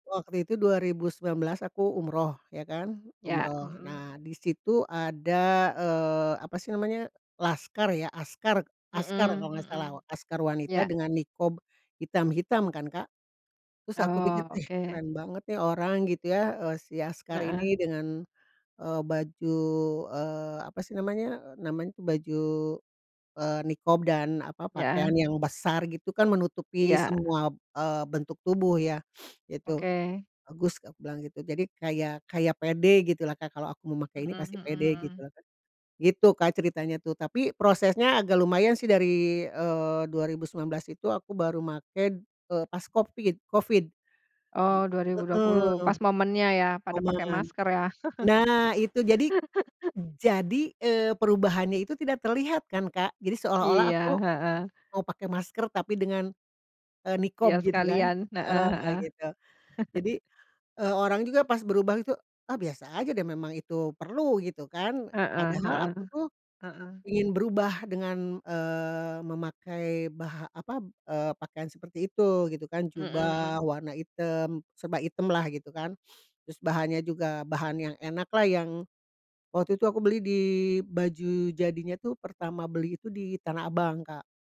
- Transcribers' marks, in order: in Arabic: "niqab"; tapping; in Arabic: "niqab"; laugh; in Arabic: "niqab"; laugh
- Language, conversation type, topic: Indonesian, podcast, Apa cerita di balik penampilan favoritmu?